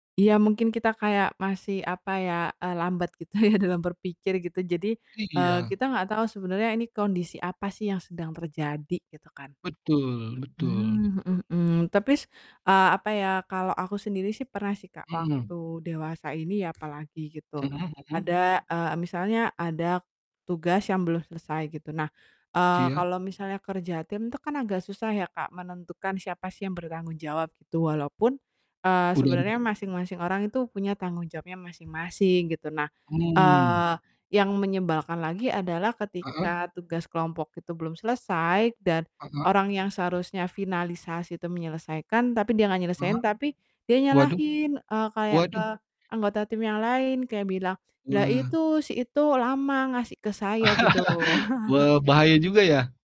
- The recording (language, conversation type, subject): Indonesian, unstructured, Apa pendapatmu tentang orang yang selalu menyalahkan orang lain?
- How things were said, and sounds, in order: laughing while speaking: "ya"; other background noise; distorted speech; tapping; unintelligible speech; laugh; chuckle